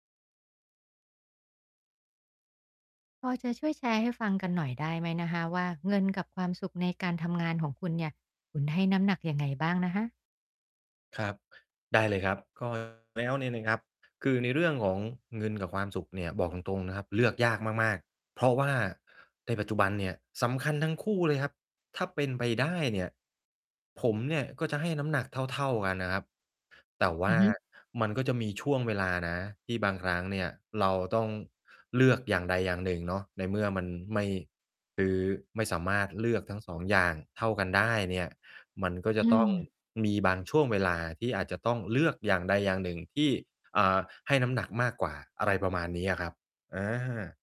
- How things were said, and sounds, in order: distorted speech
- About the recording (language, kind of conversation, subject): Thai, podcast, คุณให้น้ำหนักระหว่างเงินกับความสุขในการทำงานอย่างไร?